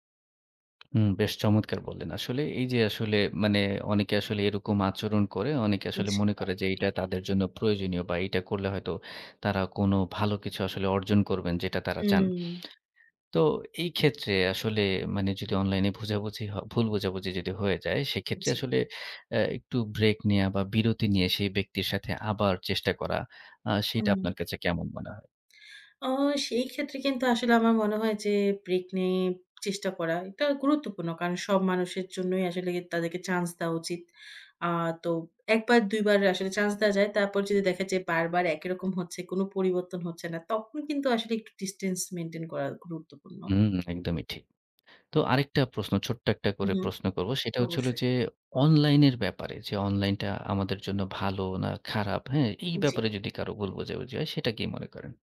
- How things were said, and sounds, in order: tapping; other background noise; "বোঝাবুঝি" said as "ভুজাভুজি"
- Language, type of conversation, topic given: Bengali, podcast, অনলাইনে ভুল বোঝাবুঝি হলে তুমি কী করো?